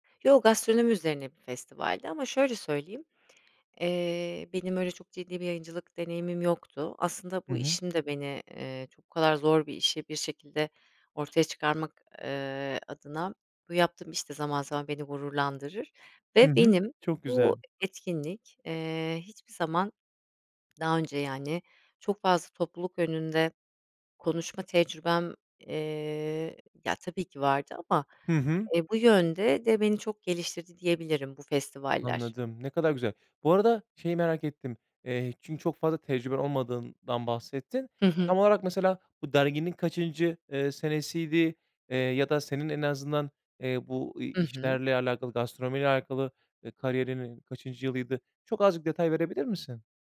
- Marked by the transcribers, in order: none
- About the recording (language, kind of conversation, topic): Turkish, podcast, Ne zaman kendinle en çok gurur duydun?